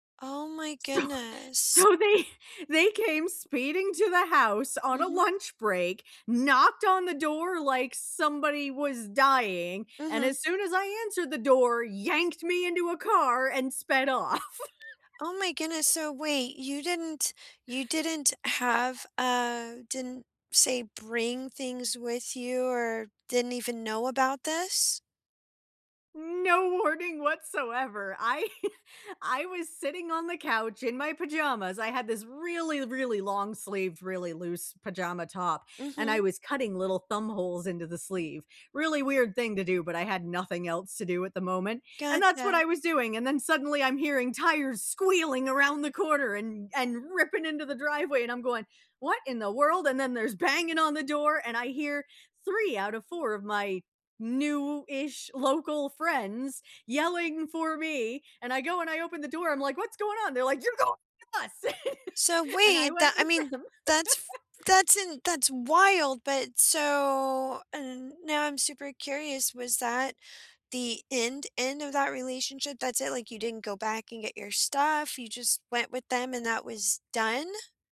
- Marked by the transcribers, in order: laughing while speaking: "So, so they, they came … a lunch break"; stressed: "yanked"; laughing while speaking: "off"; other background noise; laugh; laughing while speaking: "I"; stressed: "really"; stressed: "squealing"; stressed: "ripping"; put-on voice: "You're going with us"; chuckle; laughing while speaking: "them"; chuckle; stressed: "wild"; drawn out: "so"
- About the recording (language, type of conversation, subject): English, unstructured, What hobby should I pick up to cope with a difficult time?